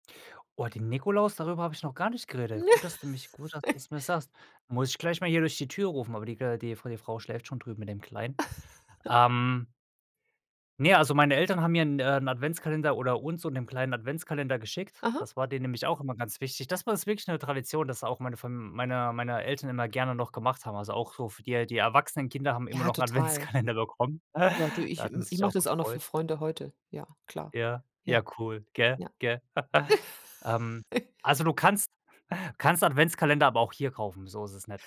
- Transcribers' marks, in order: laugh; laugh; laughing while speaking: "Adventskalender"; chuckle; laugh
- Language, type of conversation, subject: German, podcast, Kannst du von einer Tradition in deiner Familie erzählen, die dir viel bedeutet?